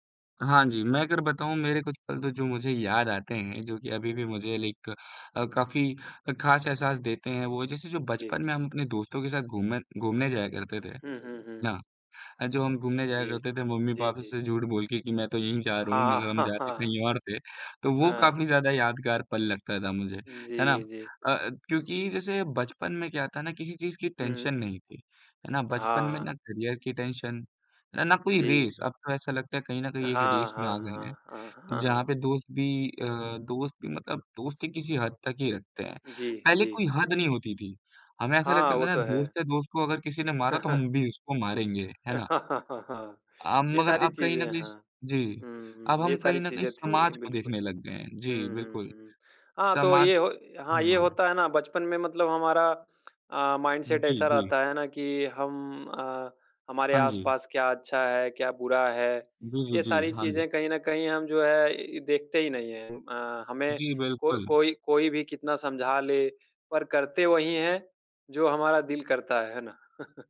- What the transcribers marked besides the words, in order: in English: "लाइक"; chuckle; in English: "टेंशन"; in English: "करियर"; in English: "टेंशन"; in English: "रेस"; in English: "रेस"; chuckle; tapping; in English: "माइन्डसेट"; chuckle
- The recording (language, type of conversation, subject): Hindi, unstructured, आपके बचपन का कौन-सा ऐसा पल था जिसने आपका दिल खुश कर दिया?